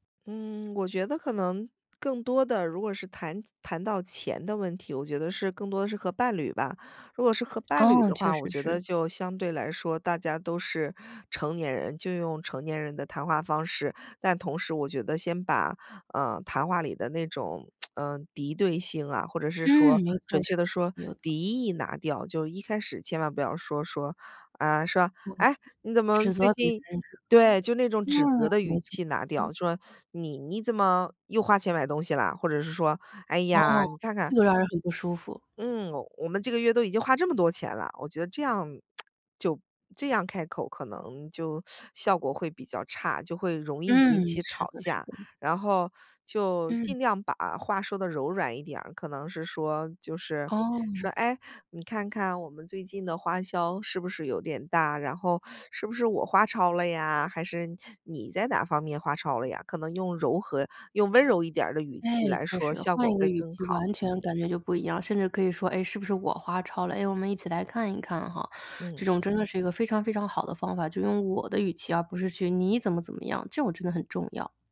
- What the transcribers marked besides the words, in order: tsk; unintelligible speech; tsk; teeth sucking
- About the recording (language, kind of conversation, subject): Chinese, podcast, 在家里怎样谈论金钱话题才能让大家都更自在？